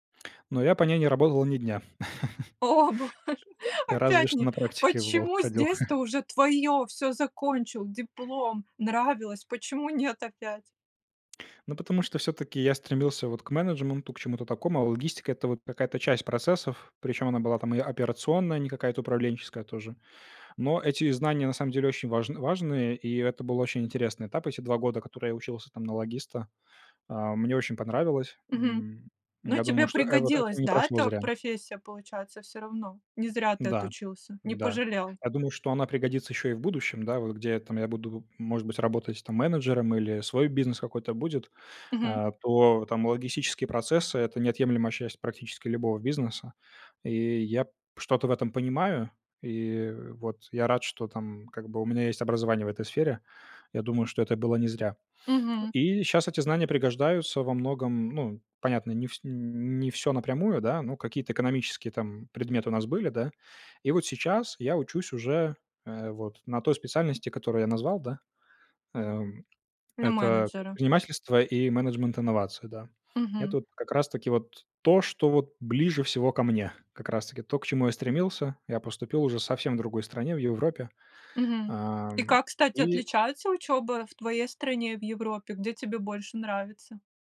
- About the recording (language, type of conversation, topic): Russian, podcast, Как вы пришли к своей нынешней профессии?
- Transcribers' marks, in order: laughing while speaking: "О, боже"; laugh; tapping; other noise; chuckle; other background noise; laughing while speaking: "нет"